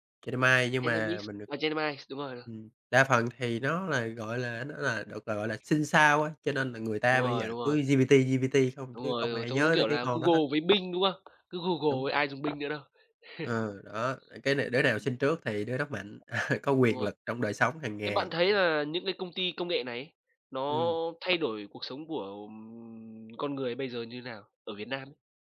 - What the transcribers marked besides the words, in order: "Gemini" said as "Che ni mai"; "Gemini" said as "che ni mai"; tapping; unintelligible speech; unintelligible speech; chuckle
- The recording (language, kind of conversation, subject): Vietnamese, unstructured, Các công ty công nghệ có đang nắm quá nhiều quyền lực trong đời sống hằng ngày không?